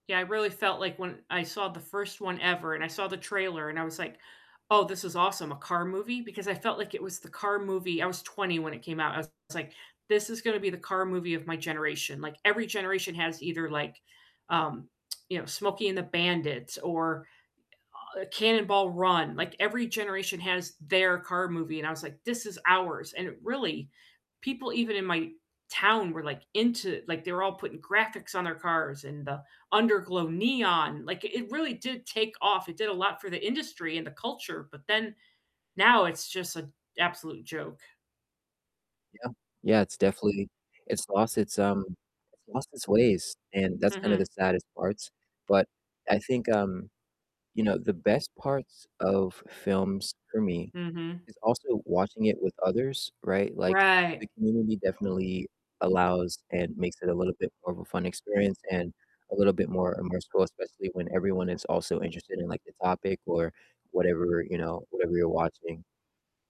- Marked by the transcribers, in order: distorted speech; tapping
- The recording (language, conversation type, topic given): English, unstructured, What are your weekend viewing rituals, from snacks and setup to who you watch with?